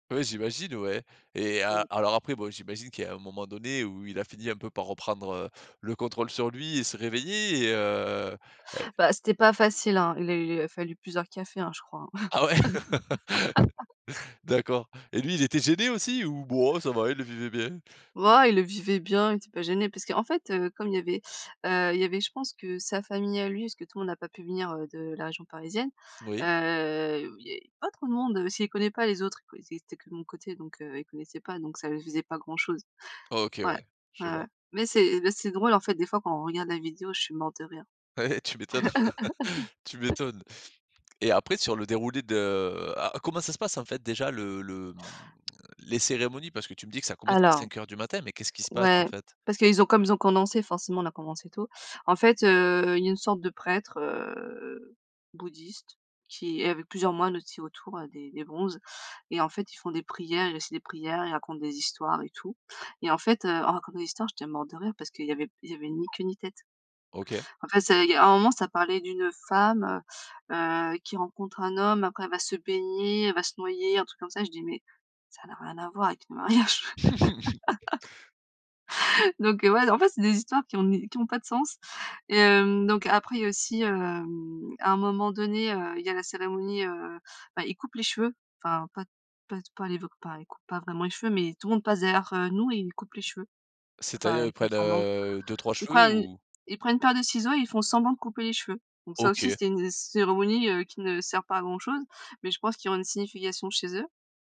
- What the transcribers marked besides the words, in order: laughing while speaking: "Ah ouais"; laugh; drawn out: "heu"; other background noise; laughing while speaking: "Ouais"; chuckle; laugh; drawn out: "heu"; laugh; chuckle; tapping
- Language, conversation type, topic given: French, podcast, Parle-nous de ton mariage ou d’une cérémonie importante : qu’est-ce qui t’a le plus marqué ?